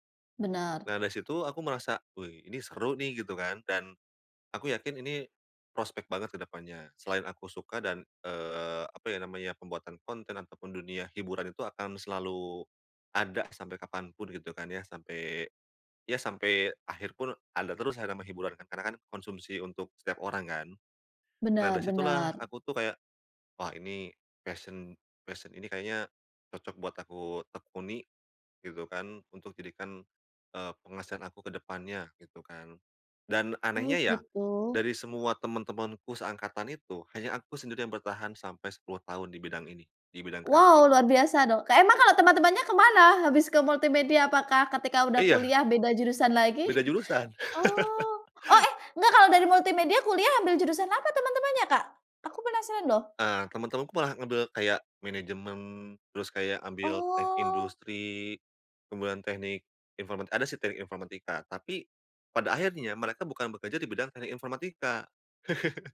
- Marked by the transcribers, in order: tapping; in English: "passion passion"; chuckle; laugh; chuckle
- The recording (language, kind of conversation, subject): Indonesian, podcast, Bagaimana cara menemukan minat yang dapat bertahan lama?